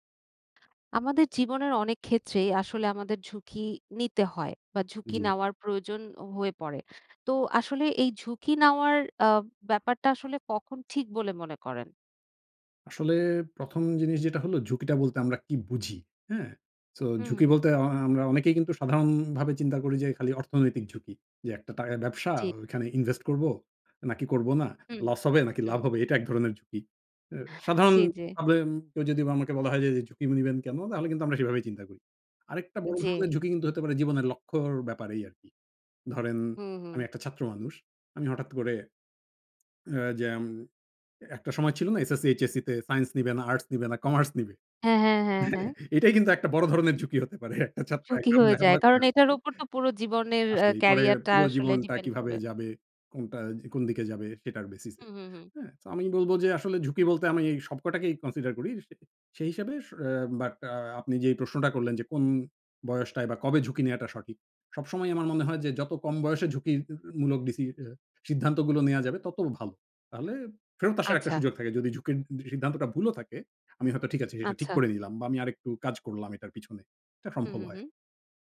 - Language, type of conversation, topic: Bengali, podcast, আপনার মতে কখন ঝুঁকি নেওয়া উচিত, এবং কেন?
- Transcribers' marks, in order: laughing while speaking: "এটাই কিন্তু একটা বড় ধরনের … লেখাপড়া করে আসছে"; in English: "basis"; in English: "consider"; unintelligible speech